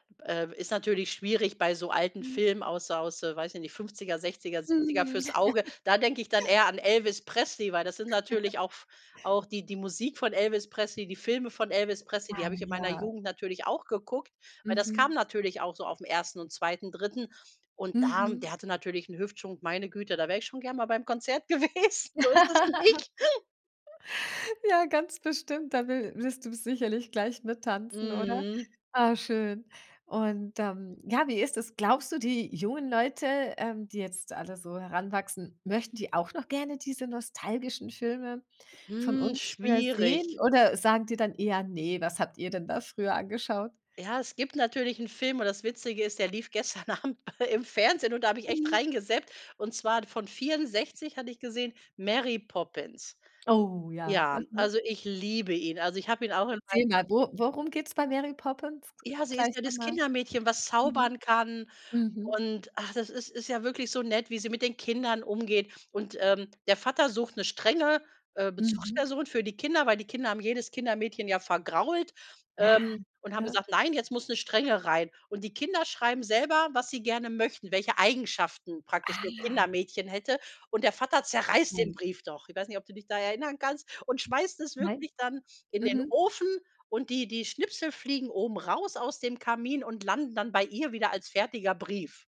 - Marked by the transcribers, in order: chuckle; other background noise; chuckle; laughing while speaking: "gewesen. So ist das nicht"; laugh; snort; laughing while speaking: "Abend im"; unintelligible speech
- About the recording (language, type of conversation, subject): German, podcast, Welche alten Filme machen dich sofort nostalgisch?